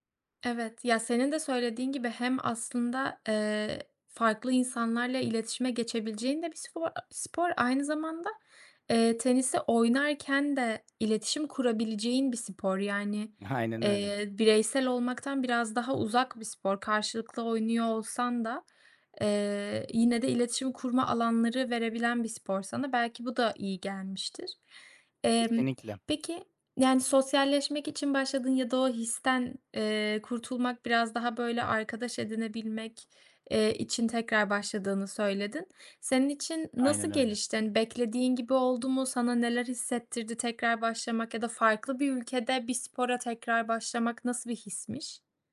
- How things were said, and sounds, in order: other noise; laughing while speaking: "Aynen"
- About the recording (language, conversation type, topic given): Turkish, podcast, Bir hobiyi yeniden sevmen hayatını nasıl değiştirdi?